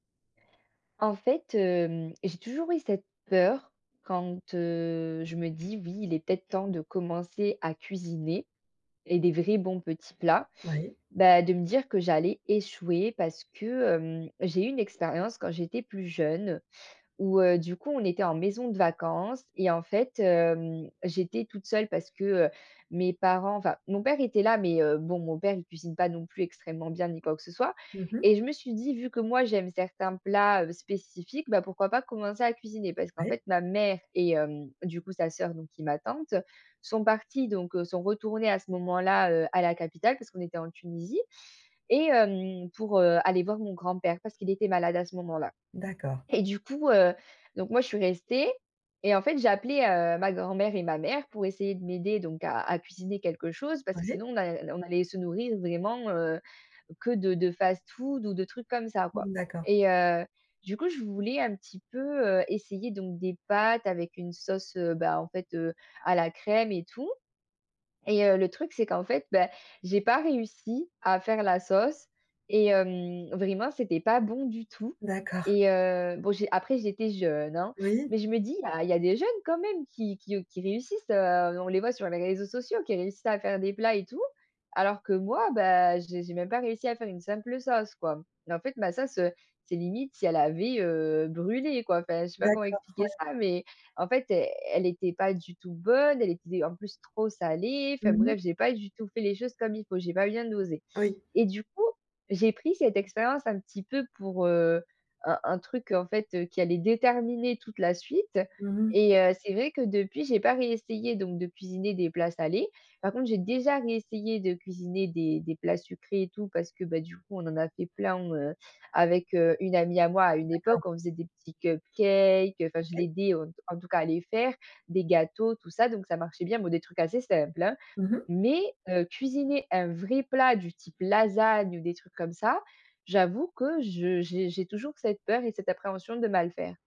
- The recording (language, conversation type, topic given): French, advice, Comment puis-je surmonter ma peur d’échouer en cuisine et commencer sans me sentir paralysé ?
- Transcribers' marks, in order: none